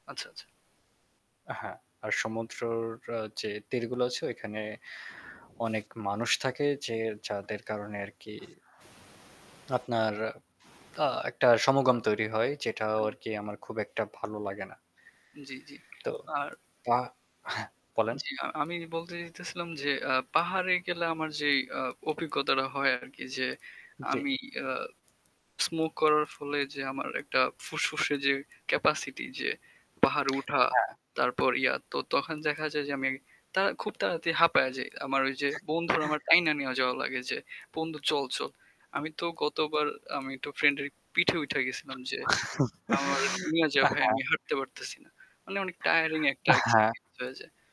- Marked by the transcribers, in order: static; other background noise; tapping; distorted speech; unintelligible speech; chuckle
- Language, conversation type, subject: Bengali, unstructured, আপনি পাহাড়ে বেড়াতে যাওয়া নাকি সমুদ্রে বেড়াতে যাওয়া—কোনটি বেছে নেবেন?